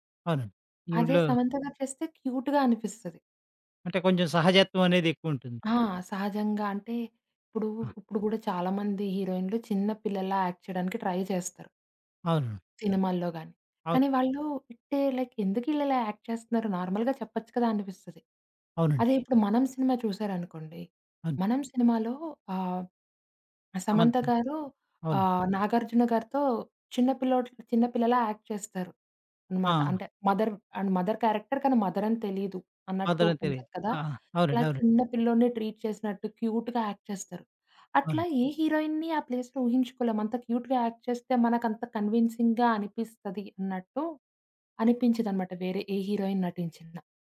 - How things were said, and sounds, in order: other background noise; in English: "క్యూట్‌గా"; in English: "యాక్ట్"; in English: "ట్రై"; in English: "లైక్"; in English: "యాక్ట్"; in English: "నార్మల్‌గా"; tapping; in English: "యాక్ట్"; in English: "మదర్ అండ్ మదర్ క్యారెక్టర్"; in English: "మదర్"; in English: "మదర్"; in English: "ట్రీట్"; in English: "క్యూట్‌గా యాక్ట్"; in English: "ప్లేస్‌లో"; in English: "క్యూట్‌గా యాక్ట్"; in English: "కన్వీన్సింగ్‌గా"
- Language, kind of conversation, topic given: Telugu, podcast, మీకు ఇష్టమైన నటుడు లేదా నటి గురించి మీరు మాట్లాడగలరా?